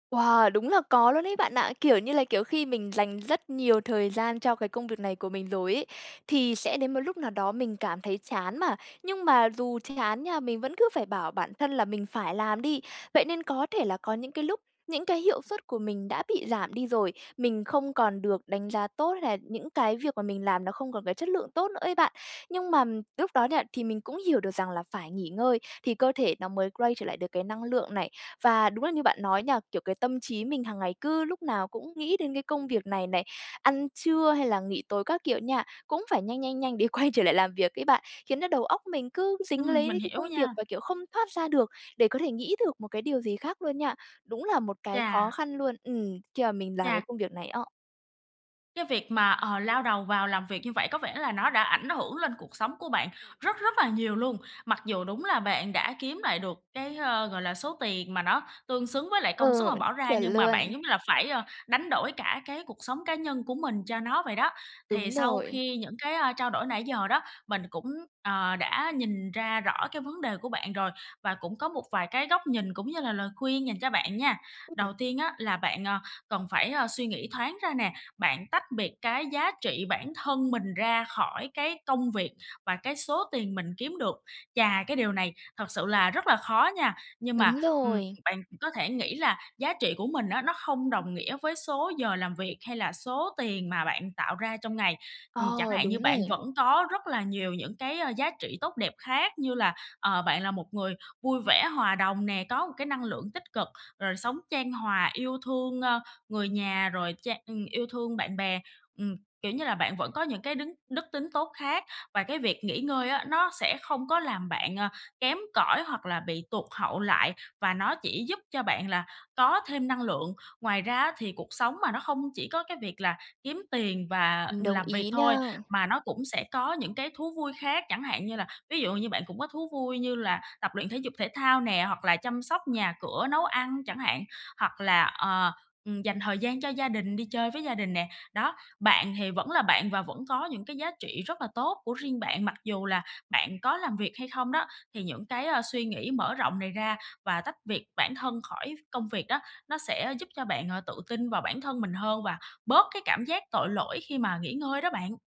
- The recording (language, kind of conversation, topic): Vietnamese, advice, Làm sao để nghỉ ngơi mà không thấy tội lỗi?
- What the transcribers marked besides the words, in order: tapping; laughing while speaking: "để quay"; other background noise